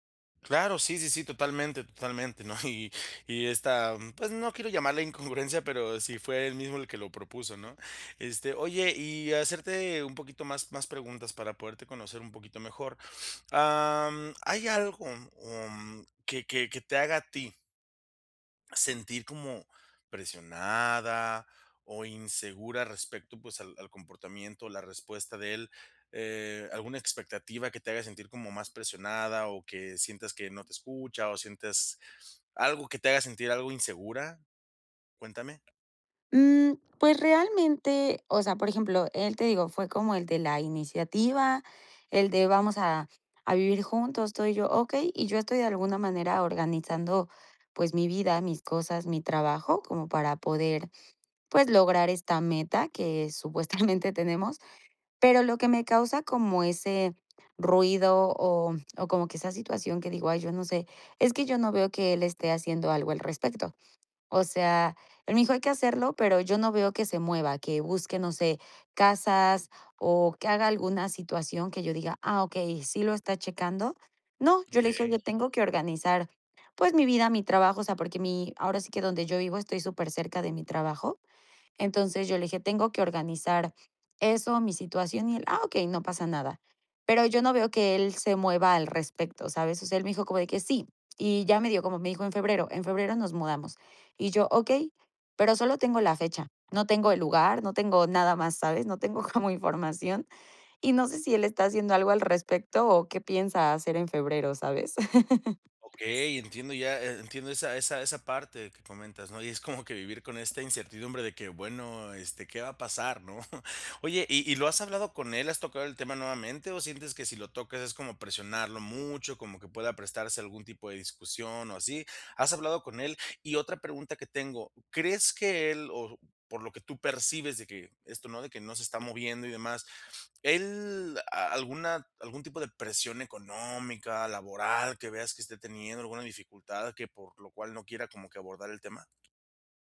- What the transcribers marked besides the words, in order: laughing while speaking: "¿no?"; laughing while speaking: "incongruencia"; other background noise; laughing while speaking: "supuestamente"; laughing while speaking: "como información"; laugh; tapping; laughing while speaking: "que vivir"; laughing while speaking: "no?"
- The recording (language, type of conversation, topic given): Spanish, advice, ¿Cómo podemos hablar de nuestras prioridades y expectativas en la relación?